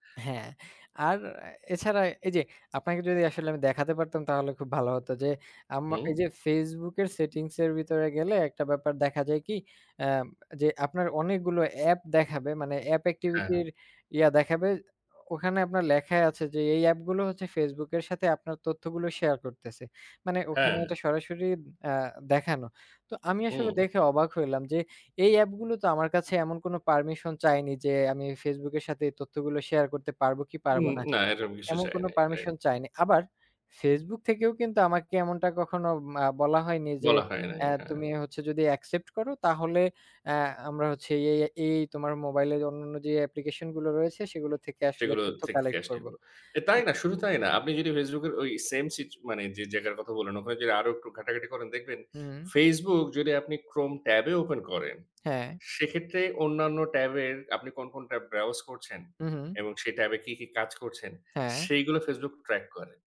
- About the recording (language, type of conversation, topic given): Bengali, unstructured, টেক কোম্পানিগুলো কি আমাদের ব্যক্তিগত তথ্য বিক্রি করে লাভ করছে?
- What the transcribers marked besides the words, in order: in English: "tab browse"